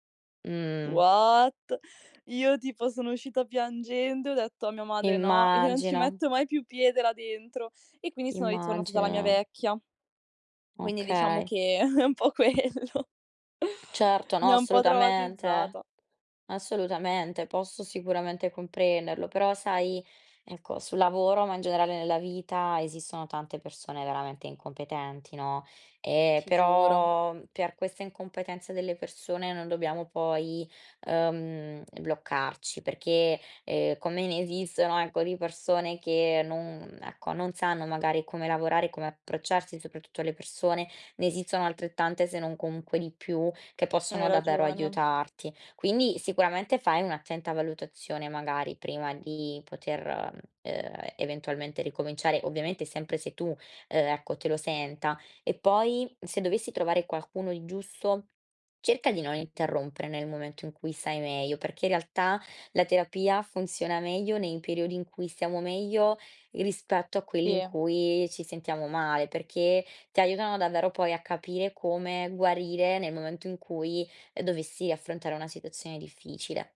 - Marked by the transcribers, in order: drawn out: "What?"; in English: "What?"; tapping; laughing while speaking: "io"; other background noise; laughing while speaking: "è un po' quello"; "Si" said as "ì"
- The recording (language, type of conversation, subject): Italian, advice, Come posso iniziare a chiedere aiuto quando mi sento sopraffatto?
- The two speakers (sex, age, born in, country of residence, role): female, 20-24, Italy, Italy, advisor; female, 20-24, Italy, Italy, user